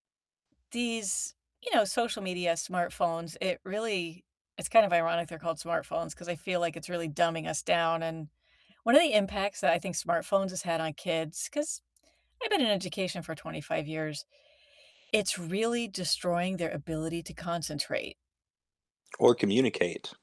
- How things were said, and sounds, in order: static; distorted speech
- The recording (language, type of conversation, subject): English, unstructured, What invention do you think has had the biggest impact on daily life?
- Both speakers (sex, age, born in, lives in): female, 45-49, United States, United States; male, 35-39, United States, United States